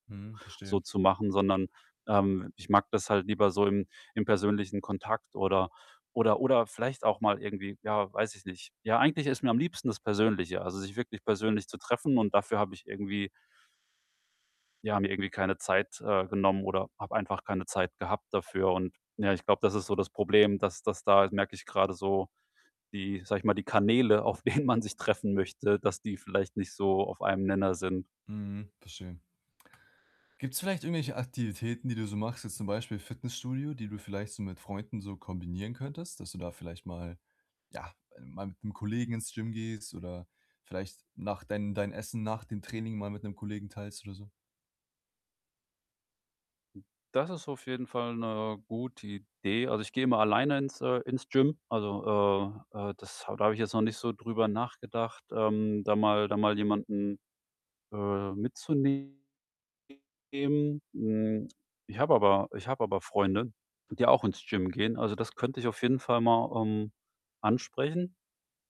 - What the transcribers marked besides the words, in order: static; other background noise; laughing while speaking: "denen man"; distorted speech
- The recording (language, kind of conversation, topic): German, advice, Wie pflege ich Freundschaften, wenn mein Terminkalender ständig voll ist?
- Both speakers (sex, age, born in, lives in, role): male, 20-24, Germany, Germany, advisor; male, 45-49, Germany, Germany, user